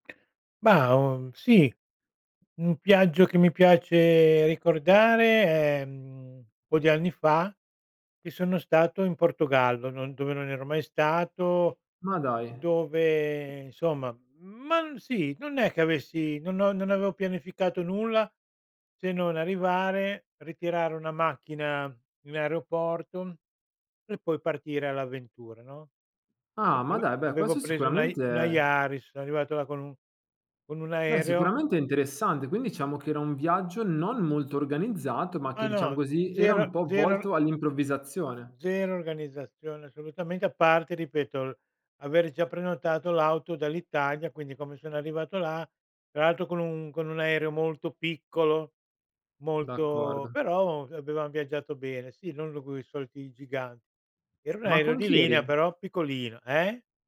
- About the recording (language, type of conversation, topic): Italian, podcast, C’è un viaggio che ti ha stupito più di quanto immaginassi?
- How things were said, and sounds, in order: drawn out: "piace"; stressed: "ma"; drawn out: "molto"; unintelligible speech